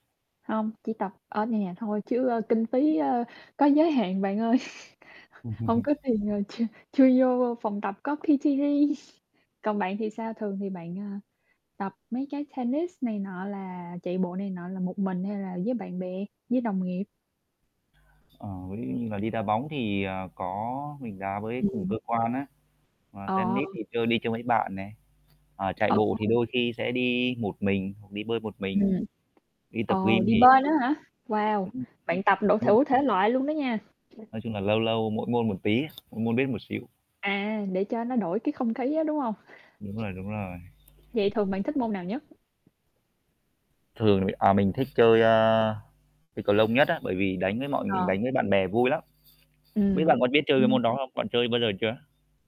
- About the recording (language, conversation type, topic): Vietnamese, unstructured, Bạn thường làm gì để thư giãn sau một ngày dài?
- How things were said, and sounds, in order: tapping; chuckle; in English: "P-T"; chuckle; static; distorted speech; unintelligible speech; unintelligible speech; other background noise; chuckle